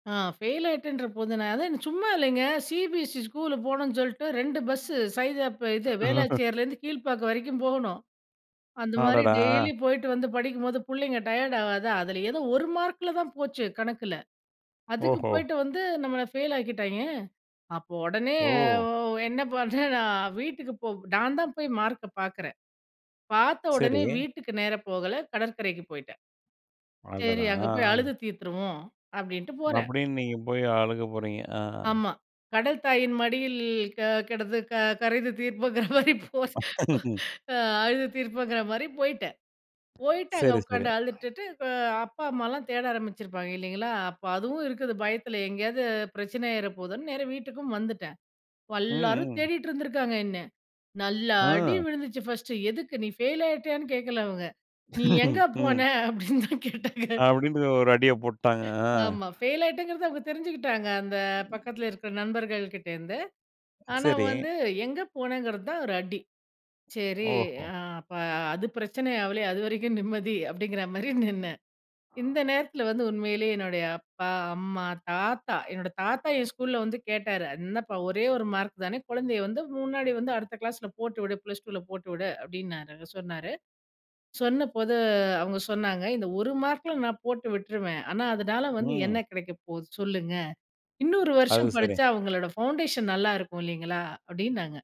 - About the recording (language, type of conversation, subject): Tamil, podcast, மனஅழுத்தம் வந்தபோது ஆதரவைக் கேட்க எப்படி தயார் ஆகலாம்?
- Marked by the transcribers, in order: in English: "சிபிஎஸ்இ"; other background noise; in English: "டயர்ட்"; tapping; laughing while speaking: "பண்டேன் நான்?"; laughing while speaking: "தீர்ப்போம்ங்கற மாரி போ ஸ் அ அழுது தீர்ப்போங்கிற மாரி"; laugh; "உக்காந்து அழுதுட்டு" said as "உட்காண்டு அழுதுட்டுட்டு"; laugh; laughing while speaking: "அப்படின்னு தான் கேட்டாங்க"; other noise; in English: "பவுண்டேஷன்"